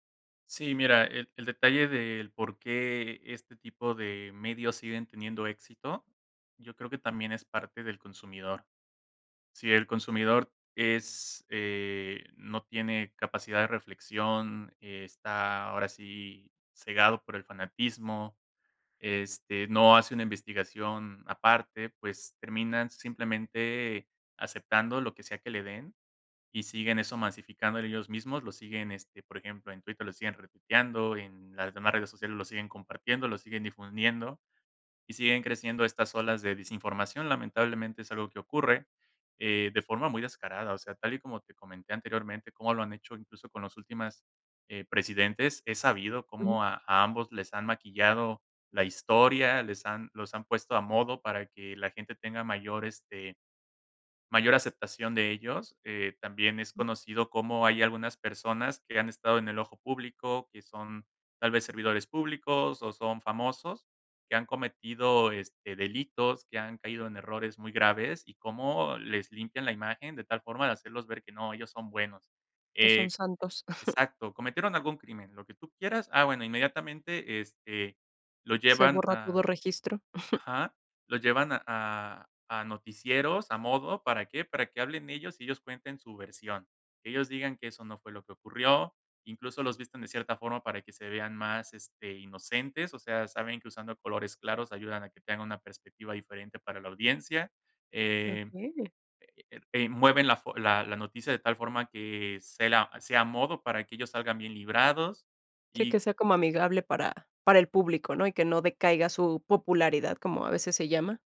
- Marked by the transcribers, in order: other background noise; chuckle; chuckle
- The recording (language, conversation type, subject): Spanish, podcast, ¿Qué papel tienen los medios en la creación de héroes y villanos?